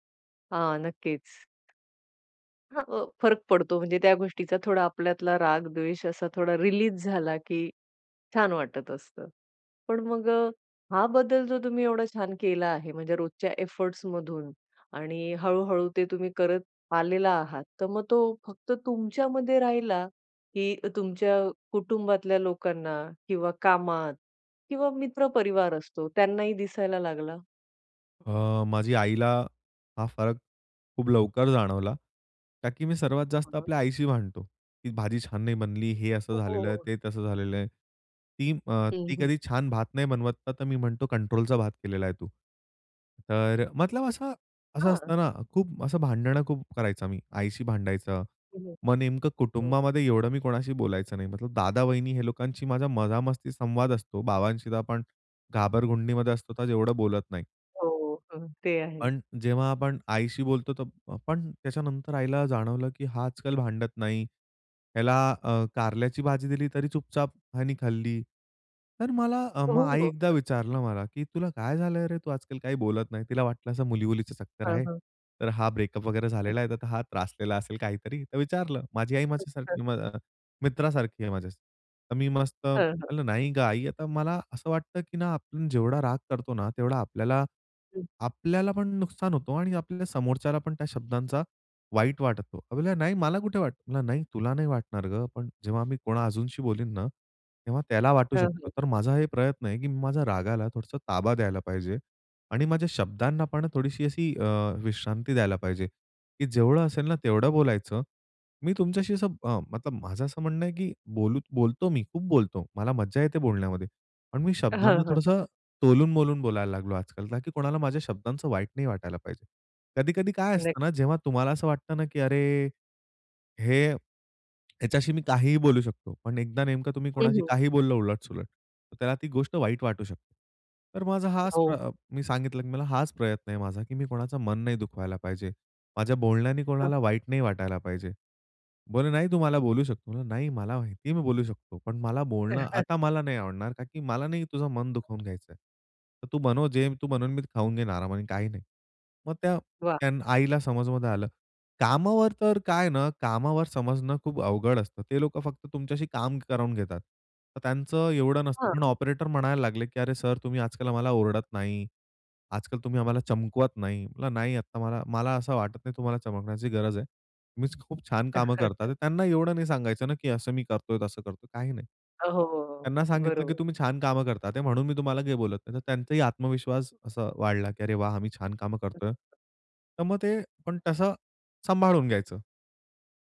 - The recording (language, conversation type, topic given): Marathi, podcast, निसर्गातल्या एखाद्या छोट्या शोधामुळे तुझ्यात कोणता बदल झाला?
- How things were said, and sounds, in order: tapping; in English: "एफोर्ट्समधून"; chuckle; other background noise; chuckle; chuckle; unintelligible speech